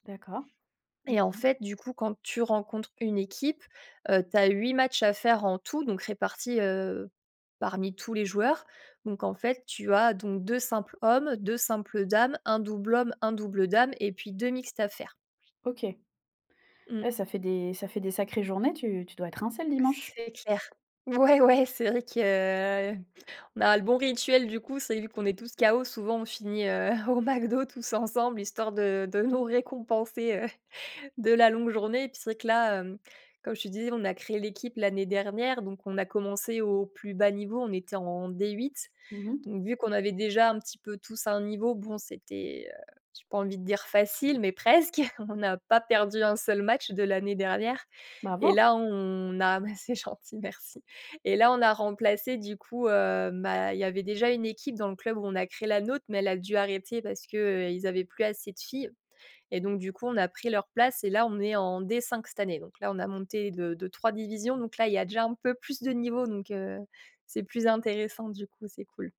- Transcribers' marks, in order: drawn out: "heu"; laughing while speaking: "McDo tous ensemble, histoire de … la longue journée"; laughing while speaking: "presque"
- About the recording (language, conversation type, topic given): French, podcast, Quel passe-temps t’occupe le plus ces derniers temps ?